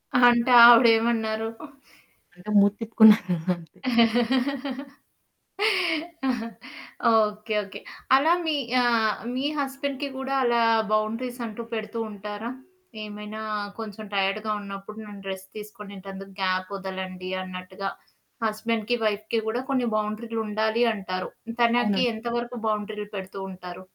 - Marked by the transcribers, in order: distorted speech; laugh; in English: "హస్బెండ్‌కి"; in English: "బౌండరీస్"; in English: "టైర్డ్‌గా"; in English: "రెస్ట్"; in English: "గ్యాప్"; in English: "హస్బెండ్‌కి, వైఫ్‌కి"
- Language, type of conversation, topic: Telugu, podcast, కుటుంబ సభ్యులకు మీ సరిహద్దులను గౌరవంగా, స్పష్టంగా ఎలా చెప్పగలరు?